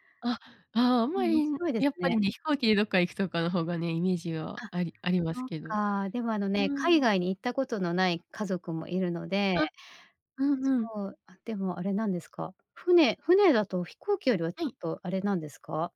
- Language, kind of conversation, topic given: Japanese, advice, 急な出費で貯金を取り崩してしまい気持ちが落ち込んでいるとき、どう対処すればよいですか？
- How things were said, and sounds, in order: none